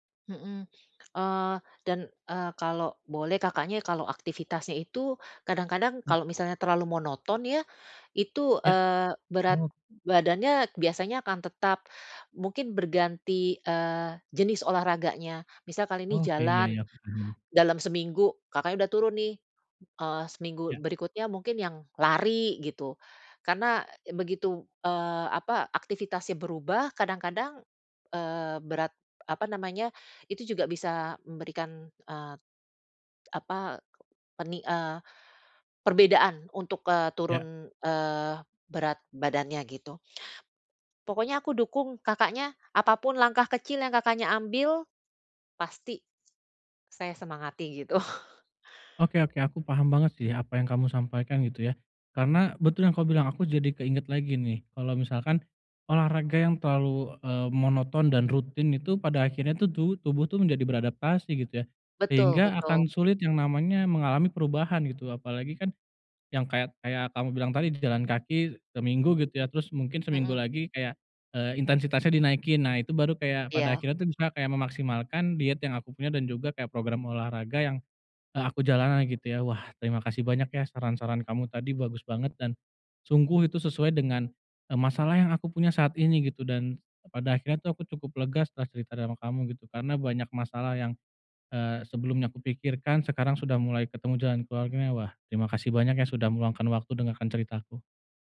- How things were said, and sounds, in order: tapping; other background noise; laughing while speaking: "gitu"; "jalani" said as "jalana"
- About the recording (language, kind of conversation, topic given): Indonesian, advice, Bagaimana saya dapat menggunakan pencapaian untuk tetap termotivasi?